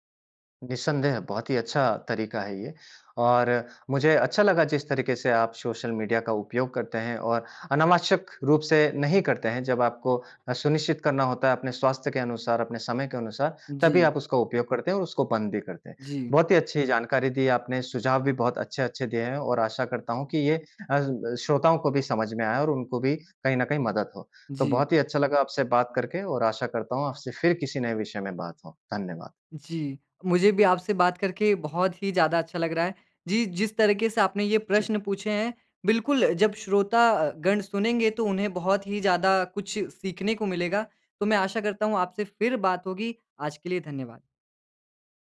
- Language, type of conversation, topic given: Hindi, podcast, सोशल मीडिया ने आपकी रोज़मर्रा की आदतें कैसे बदलीं?
- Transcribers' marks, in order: none